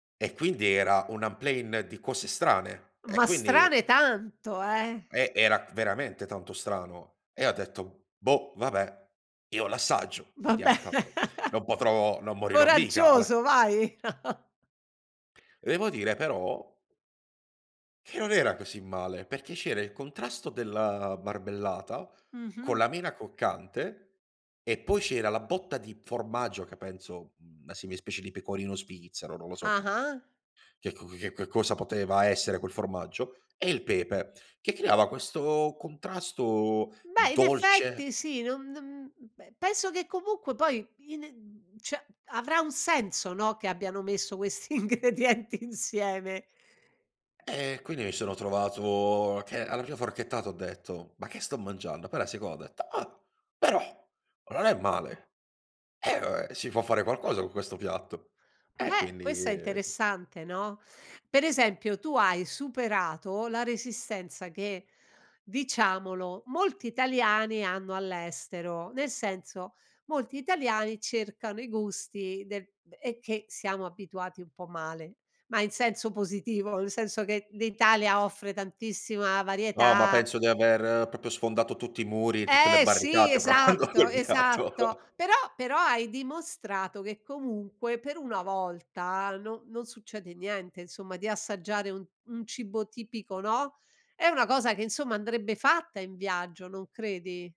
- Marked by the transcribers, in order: in French: "en plein"; laugh; chuckle; "cioè" said as "ceh"; laughing while speaking: "ingredienti insieme"; "proprio" said as "propio"; laughing while speaking: "provando quel piatto"
- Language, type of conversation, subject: Italian, podcast, Cosa ti ha insegnato il cibo locale durante i tuoi viaggi?